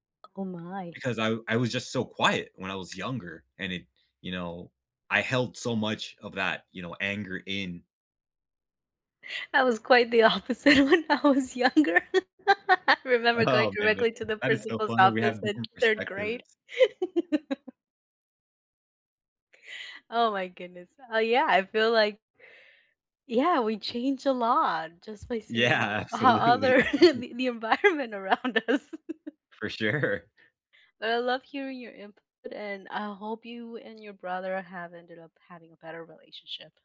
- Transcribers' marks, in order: other background noise; tapping; laughing while speaking: "opposite when I was younger. I"; laugh; background speech; laughing while speaking: "Oh, man"; laugh; laughing while speaking: "Yeah, absolutely"; laugh; chuckle; laughing while speaking: "the environment around us"; laugh; laughing while speaking: "sure"
- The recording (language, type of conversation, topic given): English, unstructured, What’s a memory that still makes you feel angry with someone?
- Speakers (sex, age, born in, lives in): female, 30-34, United States, United States; male, 40-44, United States, United States